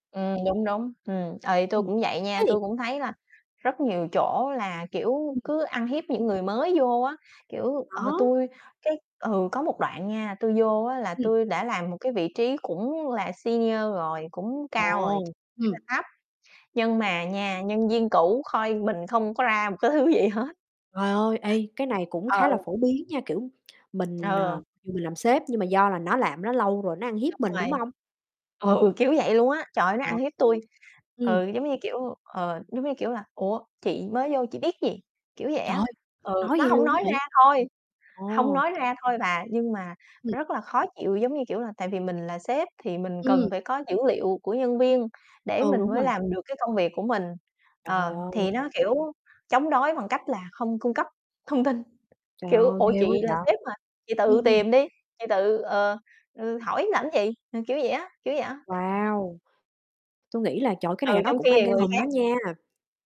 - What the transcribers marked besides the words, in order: tapping; distorted speech; unintelligible speech; mechanical hum; other background noise; unintelligible speech; in English: "senior"; unintelligible speech; "coi" said as "khoi"; laughing while speaking: "cái thứ gì hết"; static; unintelligible speech; unintelligible speech
- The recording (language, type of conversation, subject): Vietnamese, unstructured, Bạn đã bao giờ cảm thấy bị đối xử bất công ở nơi làm việc chưa?